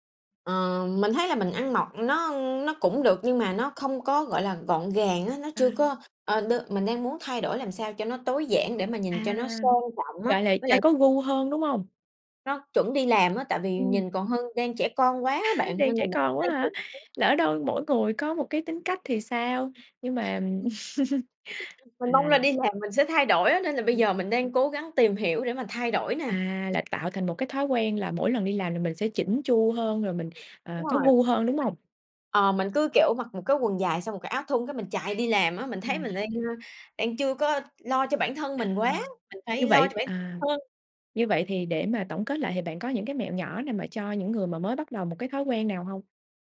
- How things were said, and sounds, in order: tapping; laugh; laugh; laugh; other background noise; unintelligible speech
- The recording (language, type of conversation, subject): Vietnamese, podcast, Bạn làm thế nào để duy trì thói quen lâu dài?